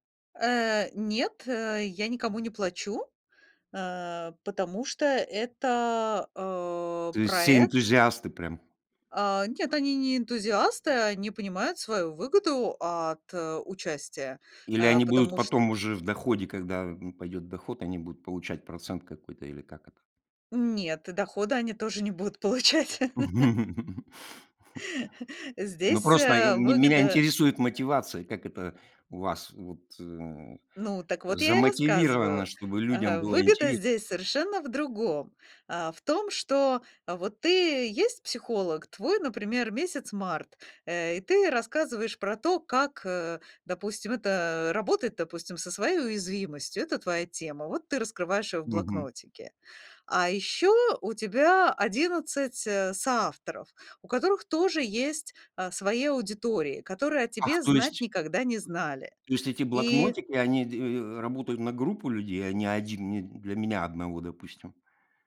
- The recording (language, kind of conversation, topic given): Russian, podcast, Расскажи о своём любимом творческом проекте, который по‑настоящему тебя заводит?
- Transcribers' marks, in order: tapping; laugh; chuckle; other background noise